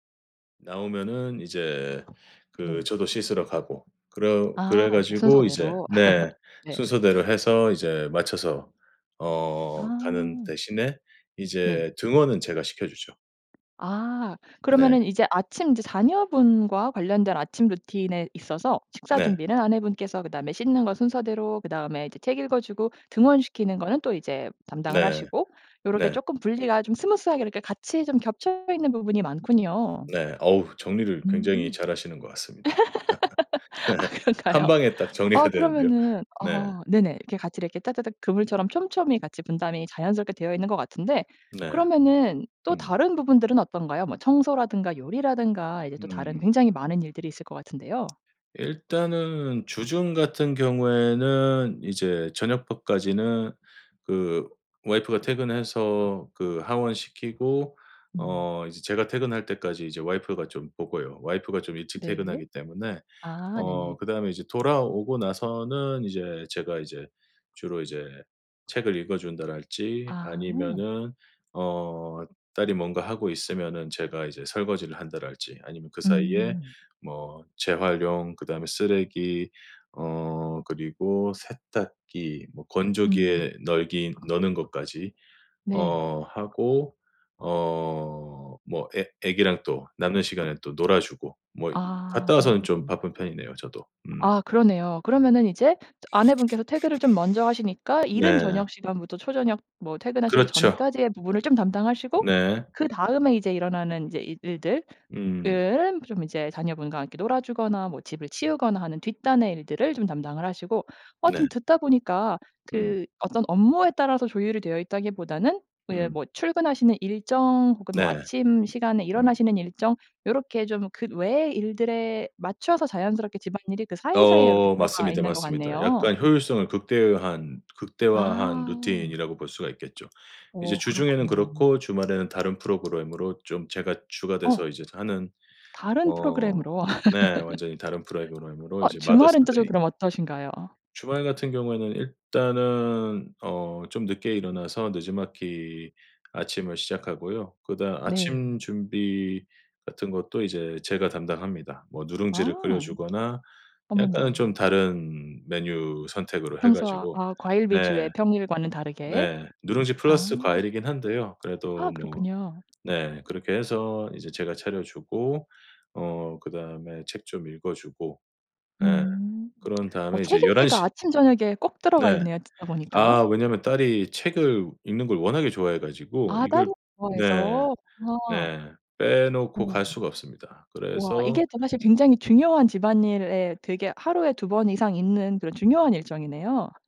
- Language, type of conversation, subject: Korean, podcast, 맞벌이 부부는 집안일을 어떻게 조율하나요?
- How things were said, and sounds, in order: tapping; other background noise; laugh; in English: "스무스"; laugh; laughing while speaking: "아 그런가요?"; laugh; laughing while speaking: "네"; laughing while speaking: "정리가"; in English: "와이프가"; in English: "와이프가"; in English: "와이프가"; laugh; "프로그램으로" said as "프라그램으로"; in English: "마더스 데이"